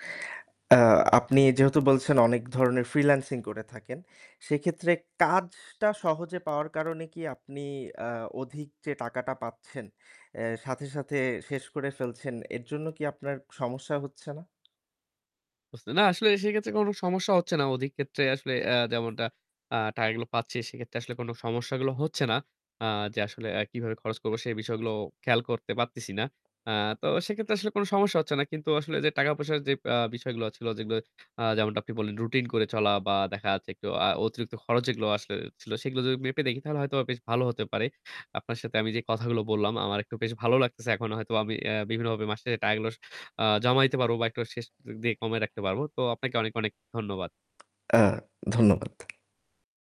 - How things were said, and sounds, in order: other background noise; in English: "freelancing"
- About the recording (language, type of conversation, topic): Bengali, advice, মাসের শেষে আপনার টাকাপয়সা কেন শেষ হয়ে যায়?